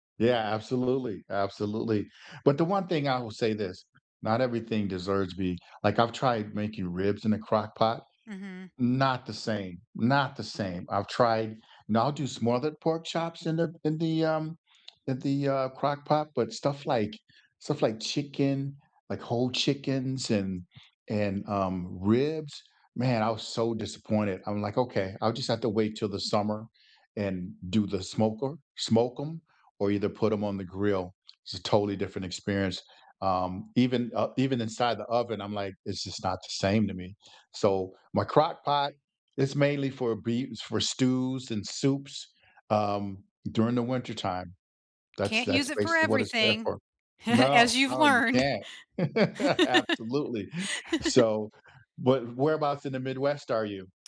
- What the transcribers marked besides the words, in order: lip smack; chuckle; laughing while speaking: "learned"; laugh
- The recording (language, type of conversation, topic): English, unstructured, What weekend rituals help you feel recharged, and how can we support each other’s downtime?
- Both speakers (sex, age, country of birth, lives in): female, 50-54, United States, United States; male, 60-64, United States, United States